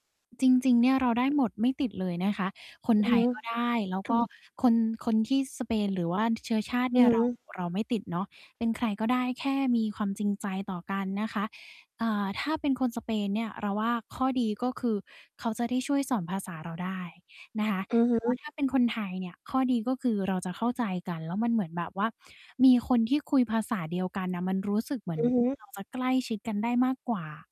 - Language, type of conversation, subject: Thai, advice, ฉันจะหาเพื่อนใหม่ได้อย่างไรเมื่อย้ายไปอยู่ที่ใหม่?
- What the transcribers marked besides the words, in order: tapping; distorted speech; cough; other background noise